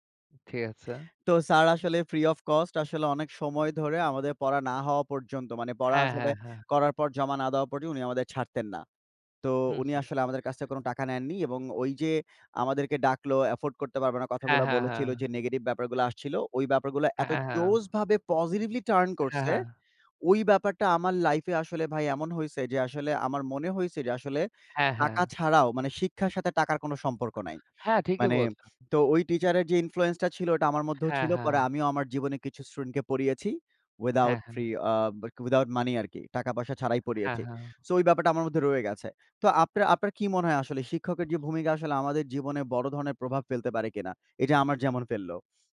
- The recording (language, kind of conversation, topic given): Bengali, unstructured, শিক্ষকের ভূমিকা কীভাবে একজন ছাত্রের জীবনে প্রভাব ফেলে?
- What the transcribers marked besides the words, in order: in English: "ফ্রি অফ কস্ট"; in English: "পজিটিভলি টার্ন"; other background noise